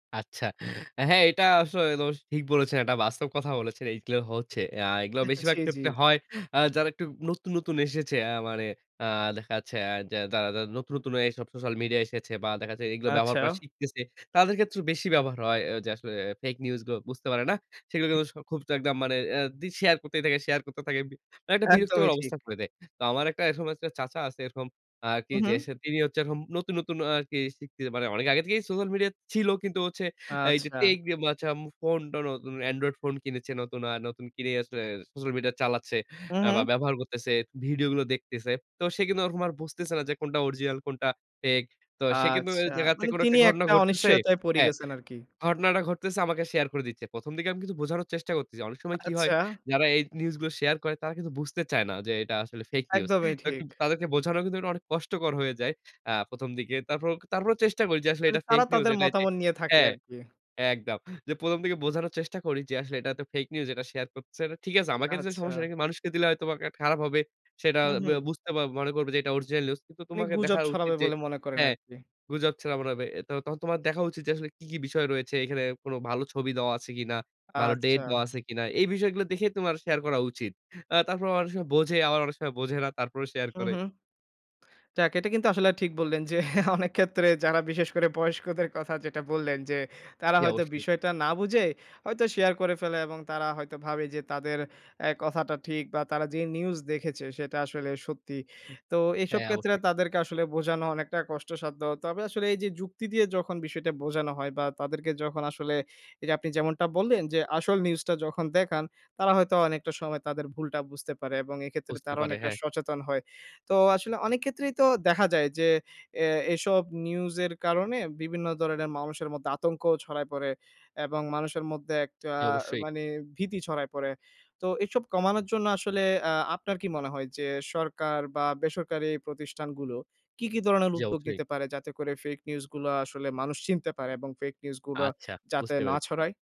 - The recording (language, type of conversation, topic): Bengali, podcast, ভুয়া খবর চিনে নিতে আপনি সাধারণত কী করেন?
- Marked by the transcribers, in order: in English: "ফেক নিউজ"; unintelligible speech; laugh; in English: "নিউজ"